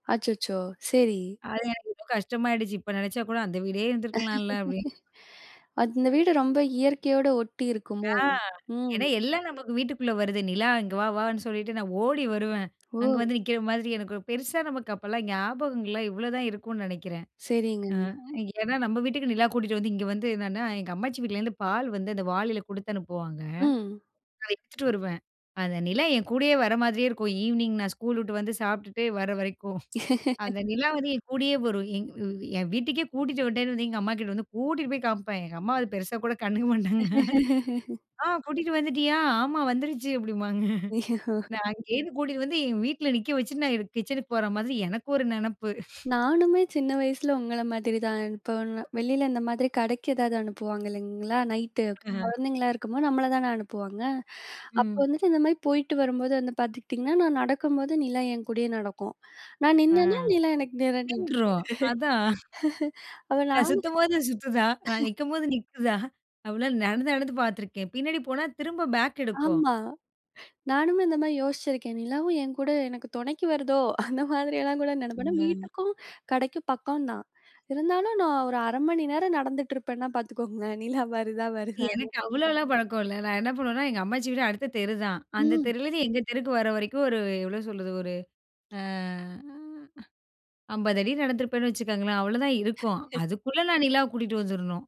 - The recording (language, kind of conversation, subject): Tamil, podcast, வீட்டின் வாசனை உங்களுக்கு என்ன நினைவுகளைத் தருகிறது?
- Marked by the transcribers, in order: laugh; other background noise; other noise; tapping; chuckle; laugh; laughing while speaking: "எங்க அம்மா வந்து பெருசா கூட கண்டுக்க மாட்டாங்க"; laugh; chuckle; laugh; laughing while speaking: "நான் சுத்தும்போது சுத்துதா, நான் நிற்கும்போது நிக்குதா"; laugh; chuckle; laughing while speaking: "நிலா வருதா வருதான்னு"; drawn out: "அ"; laugh